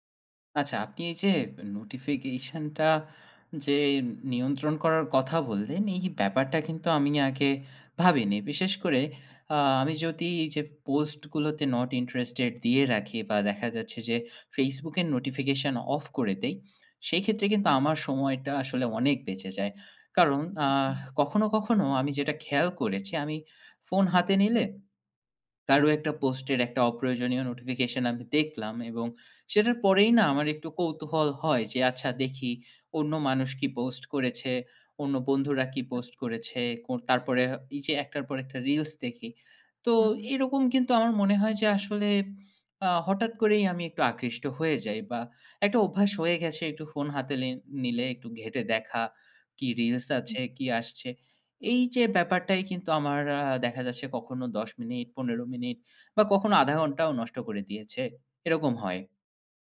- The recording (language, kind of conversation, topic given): Bengali, advice, ফোন ও নোটিফিকেশনে বারবার বিভ্রান্ত হয়ে কাজ থেমে যাওয়ার সমস্যা সম্পর্কে আপনি কীভাবে মোকাবিলা করেন?
- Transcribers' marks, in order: none